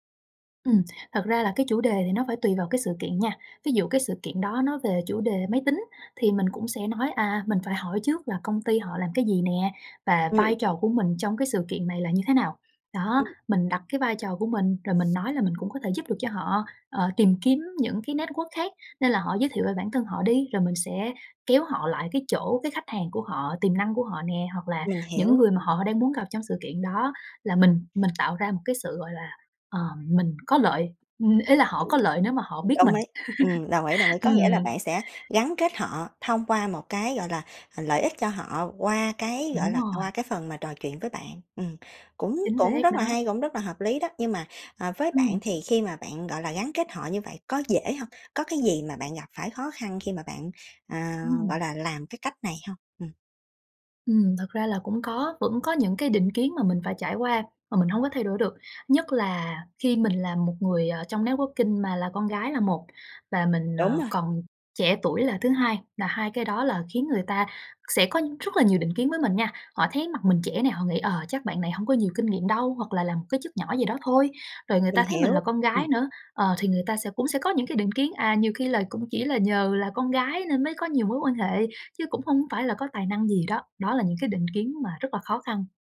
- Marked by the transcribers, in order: tapping; in English: "network"; laugh; other background noise; in English: "networking"
- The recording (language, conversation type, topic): Vietnamese, podcast, Bạn bắt chuyện với người lạ ở sự kiện kết nối như thế nào?